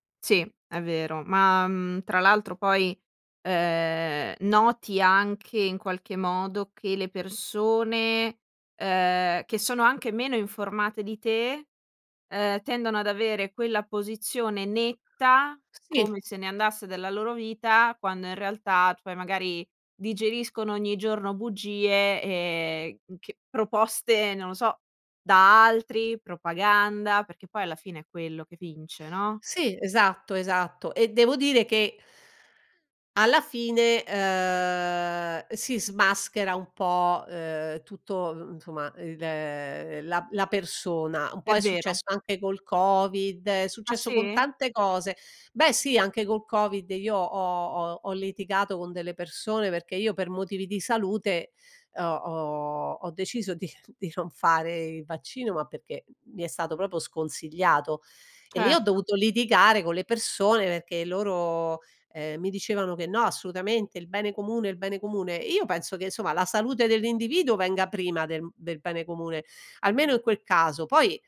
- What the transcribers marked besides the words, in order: "proprio" said as "propo"; "insomma" said as "isomma"
- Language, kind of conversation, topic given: Italian, podcast, Come si può ricostruire la fiducia dopo un conflitto?